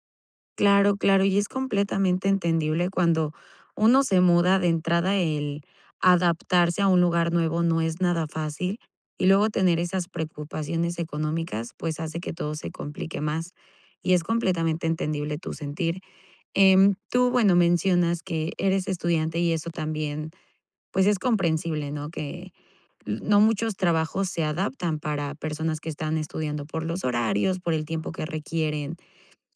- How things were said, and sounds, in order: none
- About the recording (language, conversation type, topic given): Spanish, advice, ¿Cómo puedo manejar la sobrecarga mental para poder desconectar y descansar por las noches?